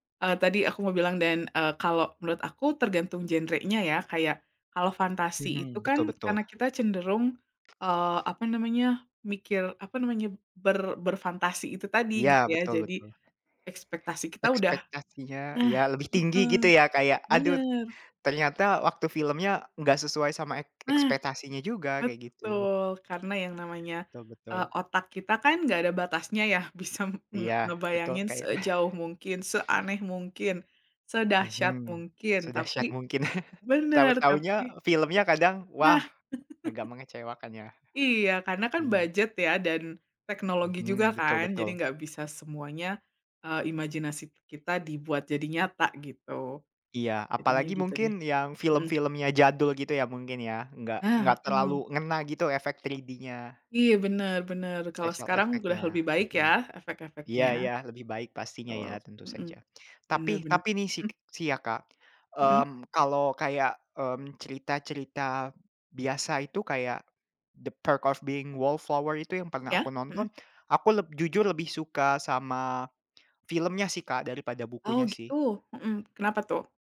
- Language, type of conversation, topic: Indonesian, unstructured, Mana yang menurut Anda lebih menarik, film atau buku?
- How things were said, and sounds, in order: tapping; other background noise; chuckle; chuckle; laugh; in English: "3D-nya. Special effect-nya"